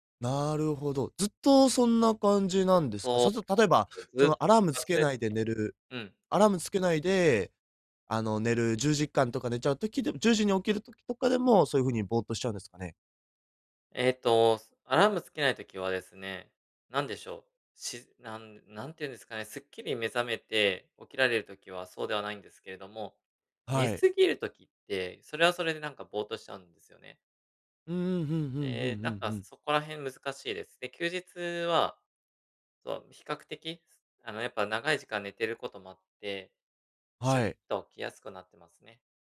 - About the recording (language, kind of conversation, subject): Japanese, advice, 毎日同じ時間に寝起きする習慣をどうすれば身につけられますか？
- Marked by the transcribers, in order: none